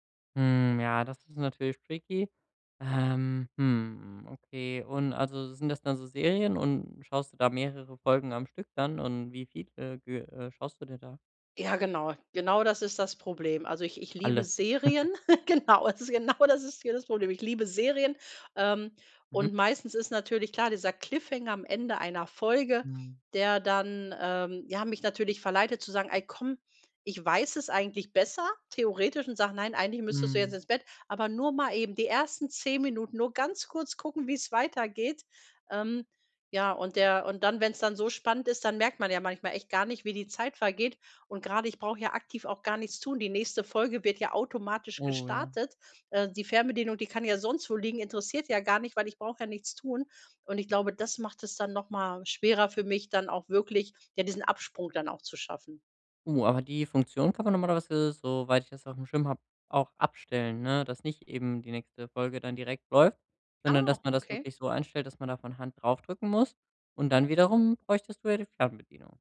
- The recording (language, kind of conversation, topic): German, advice, Wie kann ich mir täglich feste Schlaf- und Aufstehzeiten angewöhnen?
- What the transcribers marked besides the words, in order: in English: "tricky"; laugh; laughing while speaking: "Genau, also genau das"; chuckle